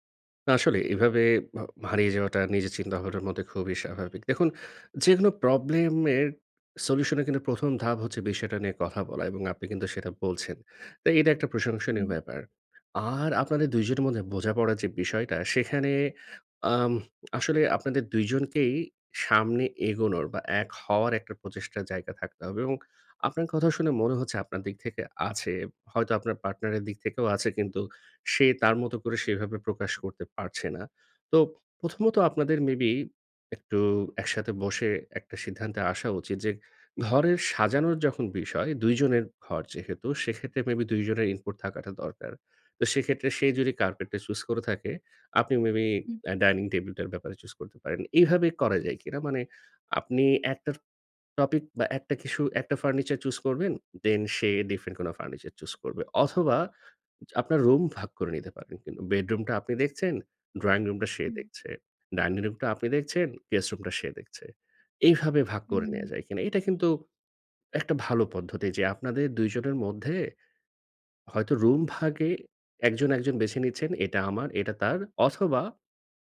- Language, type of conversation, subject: Bengali, advice, মিনিমালিজম অনুসরণ করতে চাই, কিন্তু পরিবার/সঙ্গী সমর্থন করে না
- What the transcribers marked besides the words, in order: tapping; horn; in English: "input"; in English: "choose"; in English: "choose"; "কিছু" said as "কিসু"; in English: "different"